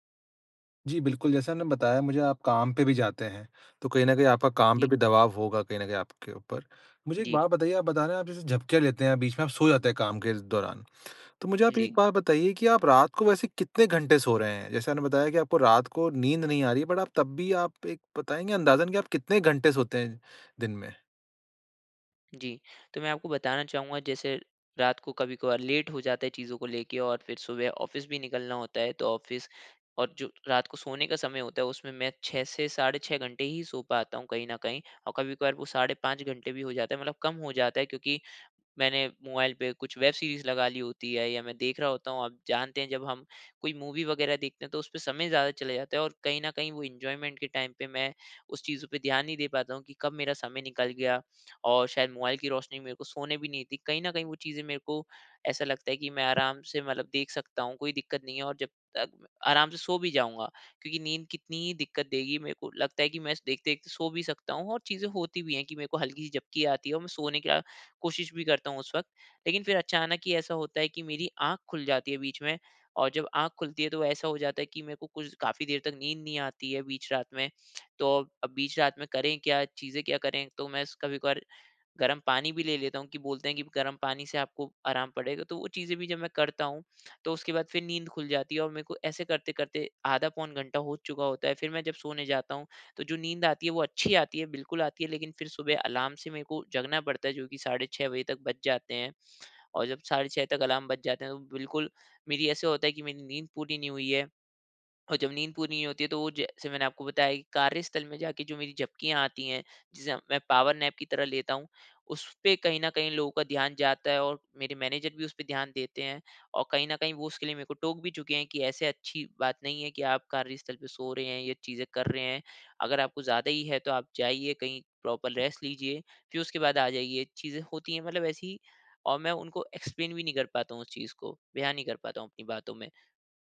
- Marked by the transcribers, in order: in English: "बट"; in English: "लेट"; in English: "ऑफिस"; in English: "ऑफिस"; in English: "वेब सीरीज़"; in English: "मूवी"; in English: "एन्जॉयमेंट"; in English: "टाइम"; in English: "पावरनैप"; in English: "मैनेजर"; in English: "प्रॉपर रेस्ट"; in English: "एक्सप्लेन"
- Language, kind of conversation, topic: Hindi, advice, मैं अपने अनियमित नींद चक्र को कैसे स्थिर करूँ?